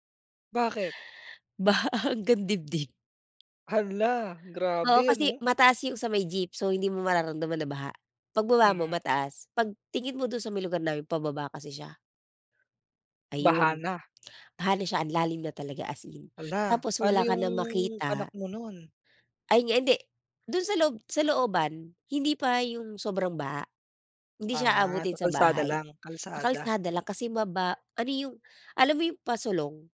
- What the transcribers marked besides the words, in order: none
- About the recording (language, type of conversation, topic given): Filipino, podcast, Paano mo hinarap ang biglaang bagyo o iba pang likas na kalamidad habang nagbibiyahe ka?